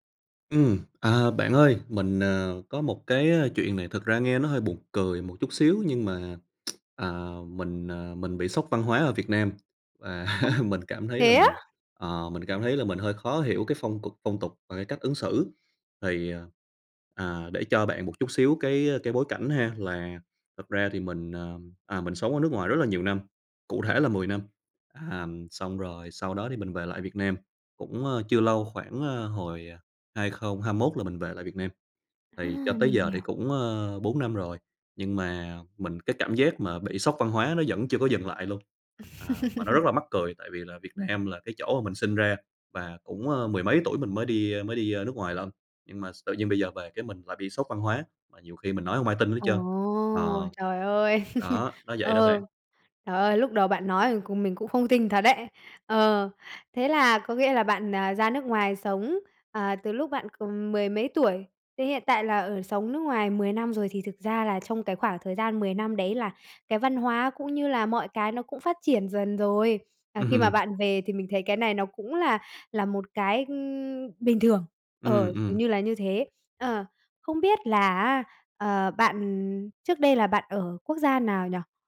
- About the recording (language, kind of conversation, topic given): Vietnamese, advice, Bạn đang trải qua cú sốc văn hóa và bối rối trước những phong tục, cách ứng xử mới như thế nào?
- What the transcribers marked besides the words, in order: lip smack; laughing while speaking: "và"; laugh; tapping; laugh; laugh; laughing while speaking: "Ừm"